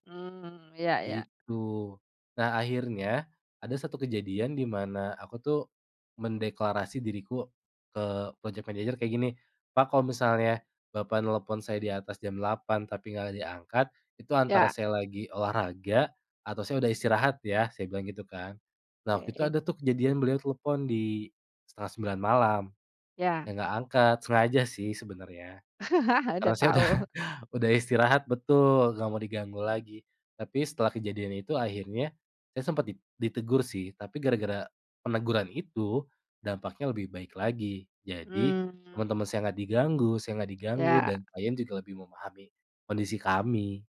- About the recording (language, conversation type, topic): Indonesian, podcast, Bagaimana kamu mengatur batasan kerja lewat pesan di luar jam kerja?
- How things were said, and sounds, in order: tapping; laugh; laughing while speaking: "udah"